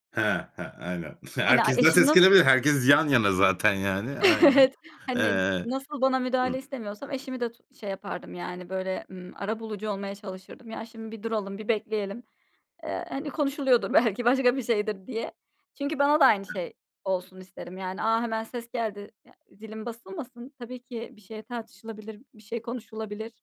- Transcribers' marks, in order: chuckle; laughing while speaking: "Evet"; other background noise; tapping; laughing while speaking: "belki başka bir şeydir"
- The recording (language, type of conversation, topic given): Turkish, podcast, Kayınvalide ve kayınpederle ilişkileri kötüleştirmemek için neler yapmak gerekir?